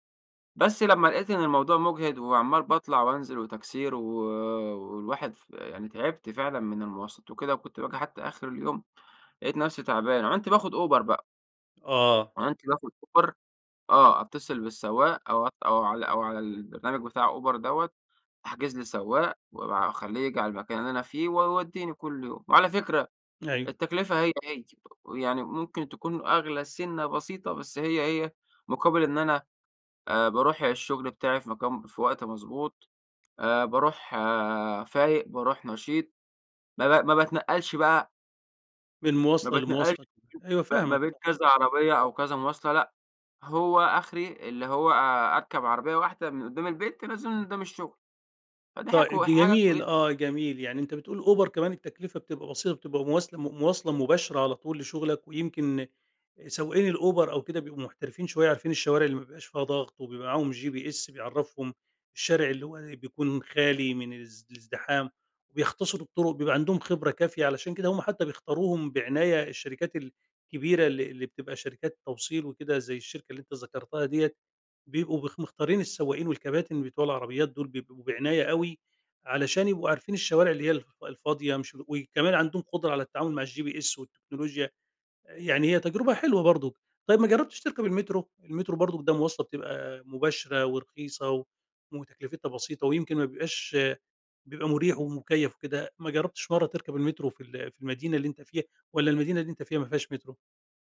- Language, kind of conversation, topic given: Arabic, podcast, إيه رأيك في إنك تعيش ببساطة وسط زحمة المدينة؟
- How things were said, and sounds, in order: in English: "GPS"; in English: "الGPS"